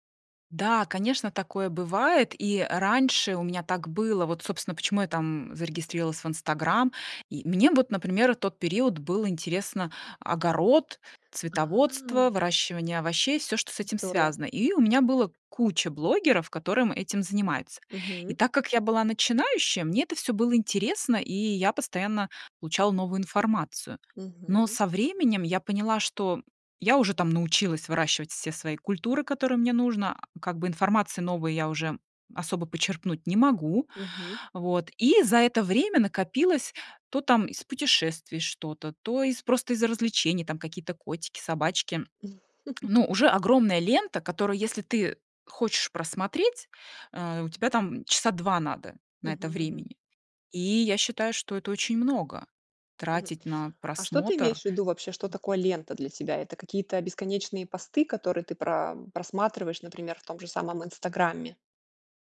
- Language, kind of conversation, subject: Russian, podcast, Как вы справляетесь с бесконечными лентами в телефоне?
- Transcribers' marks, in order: tapping; grunt; laugh